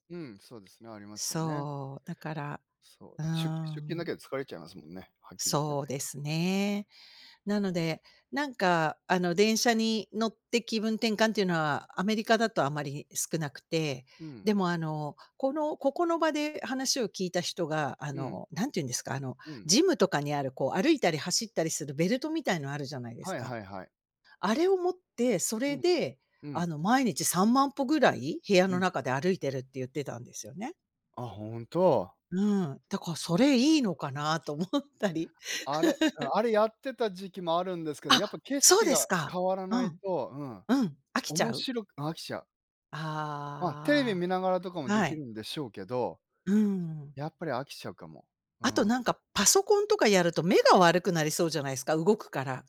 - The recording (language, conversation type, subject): Japanese, unstructured, 疲れたときに元気を出すにはどうしたらいいですか？
- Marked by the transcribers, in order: laughing while speaking: "思ったり"; laugh